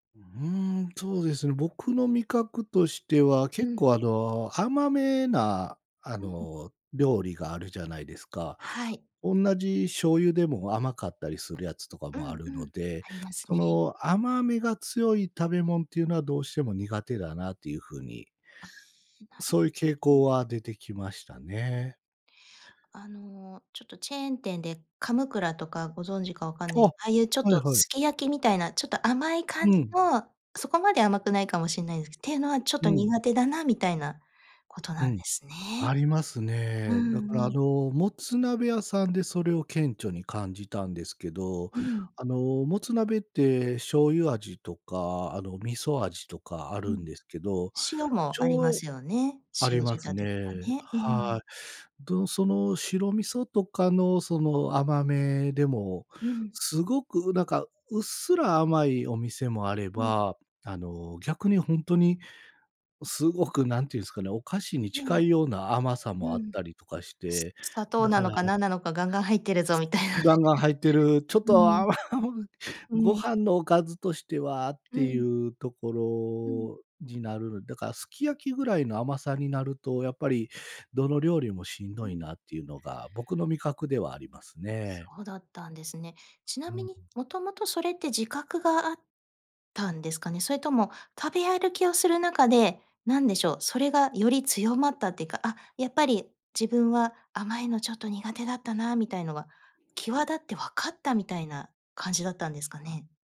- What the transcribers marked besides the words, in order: laughing while speaking: "みたいなね"; laughing while speaking: "甘"; tapping
- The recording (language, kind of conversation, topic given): Japanese, podcast, 最近ハマっている趣味は何ですか？
- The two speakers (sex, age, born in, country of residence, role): female, 45-49, Japan, Japan, host; male, 45-49, Japan, Japan, guest